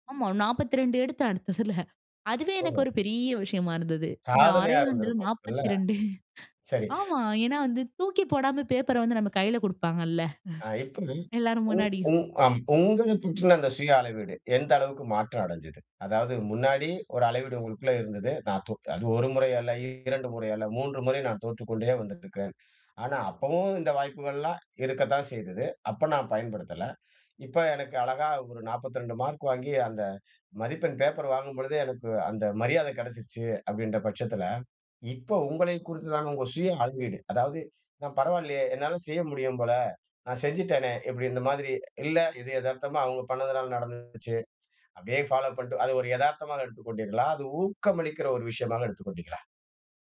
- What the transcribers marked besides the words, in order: drawn out: "பெரிய"; chuckle; other noise; unintelligible speech; chuckle; unintelligible speech; unintelligible speech; unintelligible speech; other background noise; in English: "ஃபாலோ"
- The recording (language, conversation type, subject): Tamil, podcast, உங்கள் முதல் தோல்வி அனுபவம் என்ன, அதிலிருந்து நீங்கள் என்ன கற்றுக்கொண்டீர்கள்?